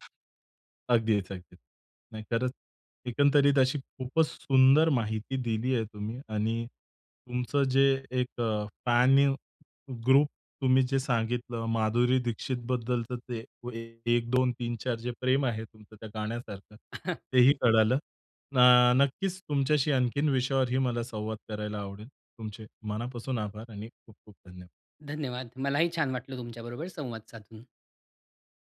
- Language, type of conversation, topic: Marathi, podcast, चाहत्यांचे गट आणि चाहत संस्कृती यांचे फायदे आणि तोटे कोणते आहेत?
- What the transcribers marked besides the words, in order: other background noise; in English: "फॅनीय ग्रुप"; "फॅन" said as "फॅनीय"; chuckle